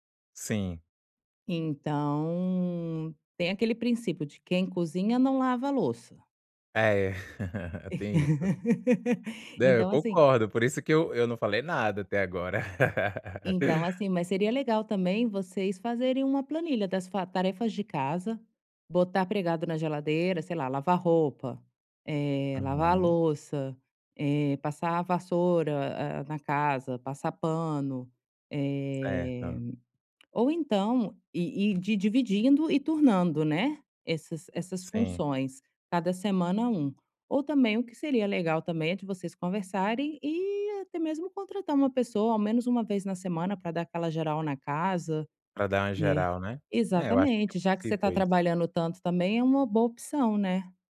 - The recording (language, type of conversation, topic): Portuguese, advice, Como estabelecer limites saudáveis no início de um relacionamento?
- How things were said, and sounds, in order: laugh; laugh; tapping